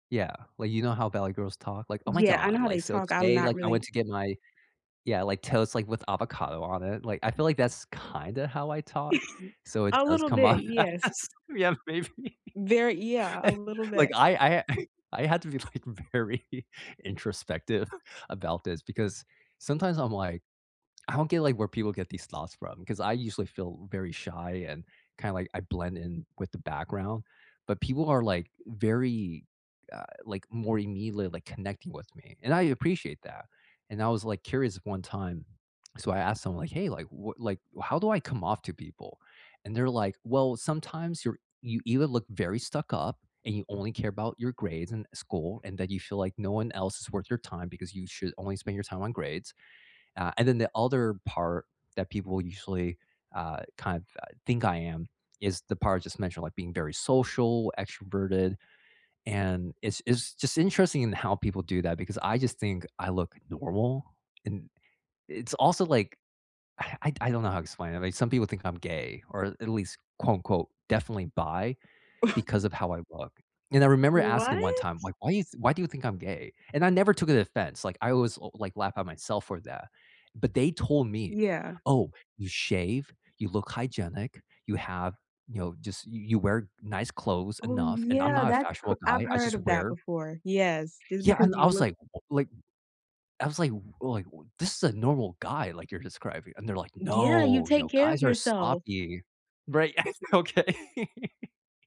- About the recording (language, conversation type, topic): English, unstructured, How do you usually handle stress during a busy day?
- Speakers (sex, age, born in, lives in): female, 20-24, United States, United States; male, 30-34, United States, United States
- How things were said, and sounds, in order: put-on voice: "Oh my god"; put-on voice: "Like, toast, like, with avocado on it"; chuckle; other background noise; laugh; laughing while speaking: "Yeah, maybe"; chuckle; laughing while speaking: "like, very"; chuckle; sigh; chuckle; laugh; laughing while speaking: "Okay?"; laugh